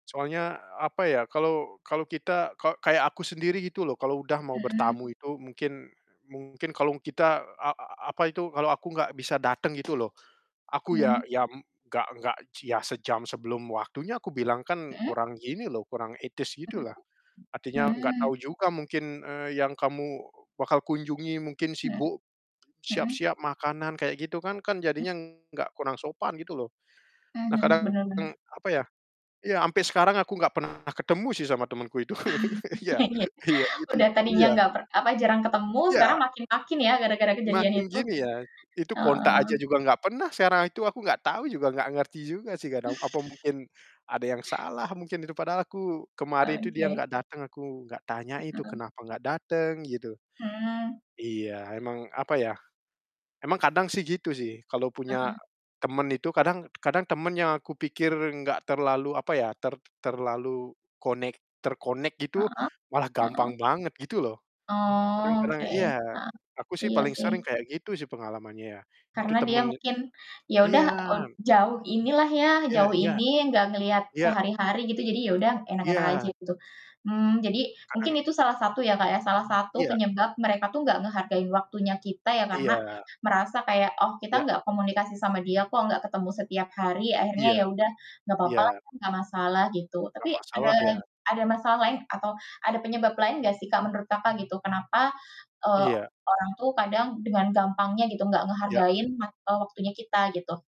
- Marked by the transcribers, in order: other background noise; distorted speech; tapping; chuckle; laughing while speaking: "Iya iya"; laughing while speaking: "itu"; unintelligible speech; mechanical hum; unintelligible speech
- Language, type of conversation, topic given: Indonesian, unstructured, Apa yang kamu rasakan saat orang lain tidak menghargai waktumu?